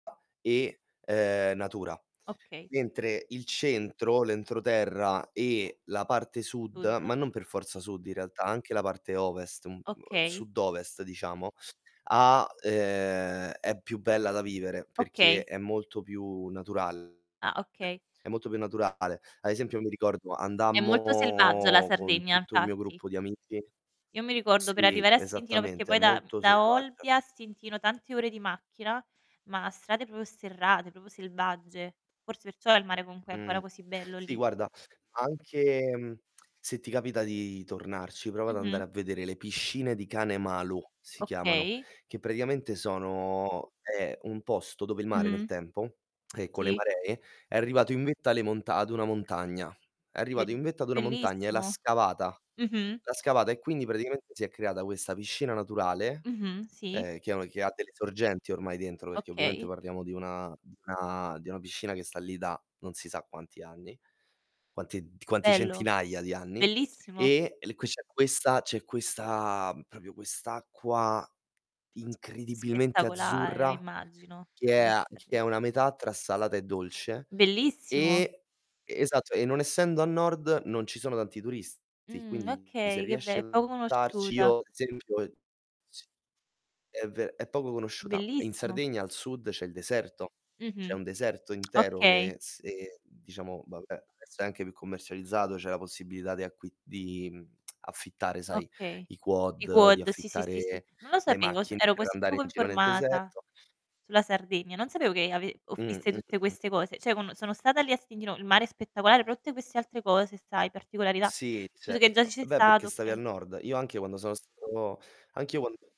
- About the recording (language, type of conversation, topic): Italian, unstructured, Cosa rende un viaggio davvero speciale per te?
- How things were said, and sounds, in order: tapping; unintelligible speech; distorted speech; drawn out: "andammo"; static; "proprio" said as "popio"; "proprio" said as "popo"; tsk; tsk; other background noise; drawn out: "questa"; "proprio" said as "propio"; stressed: "incredibilmente"; unintelligible speech; drawn out: "Mh"; tongue click; tsk; "deserto" said as "desetto"; "Cioè" said as "ceh"; "tutte" said as "utte"